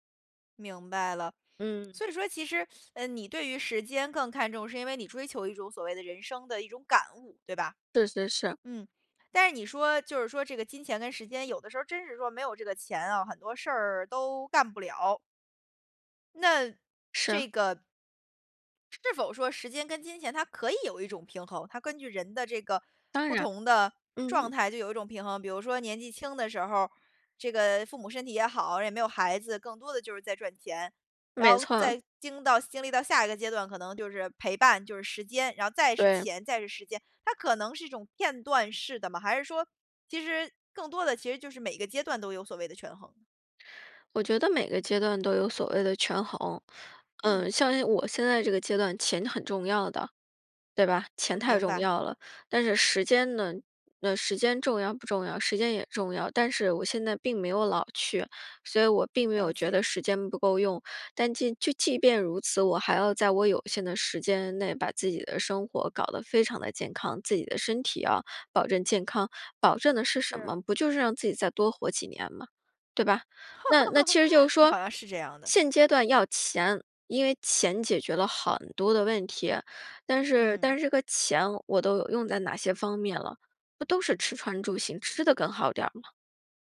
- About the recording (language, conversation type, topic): Chinese, podcast, 钱和时间，哪个对你更重要？
- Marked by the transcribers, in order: teeth sucking; laugh